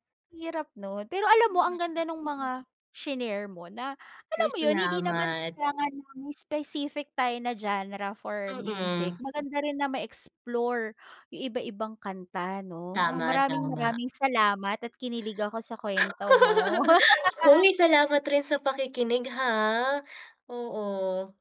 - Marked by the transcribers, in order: tapping; laugh; other background noise; laugh
- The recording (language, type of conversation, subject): Filipino, podcast, Paano nakaapekto ang barkada mo sa tugtugan mo?